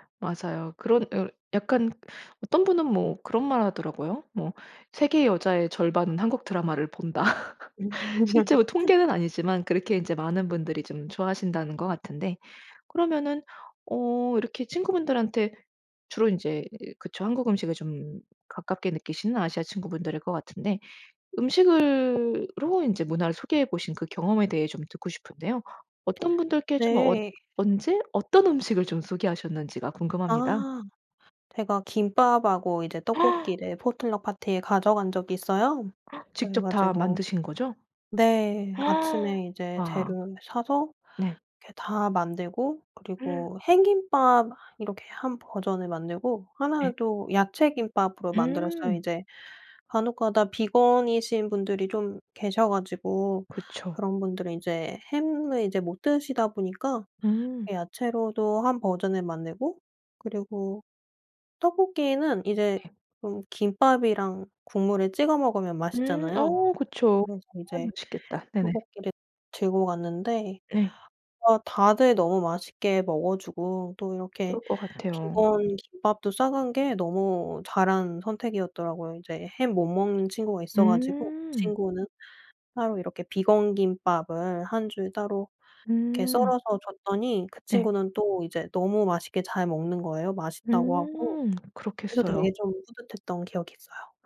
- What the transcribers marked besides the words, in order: laugh; other background noise; tapping; gasp; in English: "포틀럭"; gasp; gasp; gasp; unintelligible speech
- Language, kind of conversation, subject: Korean, podcast, 음식으로 자신의 문화를 소개해 본 적이 있나요?